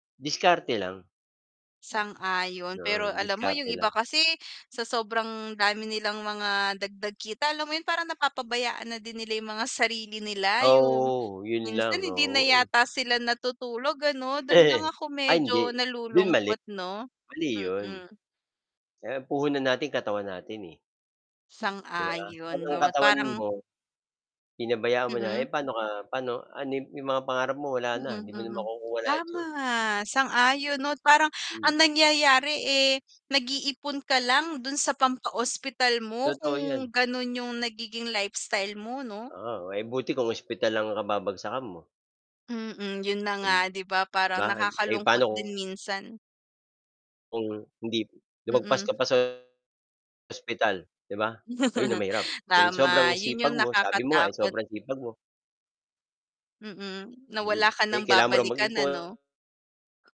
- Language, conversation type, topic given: Filipino, unstructured, Ano ang mga dahilan kung bakit mahalagang magkaroon ng pondong pang-emerhensiya?
- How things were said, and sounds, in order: static; chuckle; distorted speech; tapping; chuckle; mechanical hum